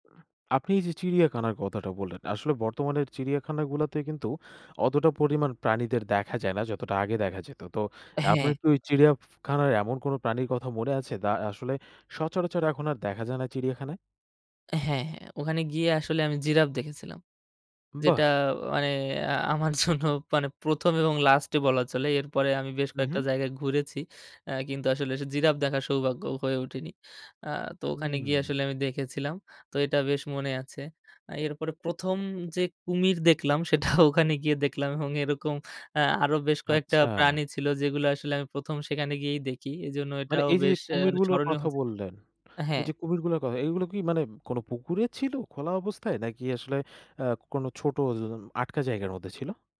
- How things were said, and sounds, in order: laughing while speaking: "জন্য মানে প্রথম এবং লাস্টে বলা চলে"; laughing while speaking: "সেটা ওখানে গিয়ে দেখলাম"
- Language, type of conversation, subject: Bengali, podcast, তোমার জীবনে কোন ভ্রমণটা তোমার ওপর সবচেয়ে বেশি ছাপ ফেলেছে?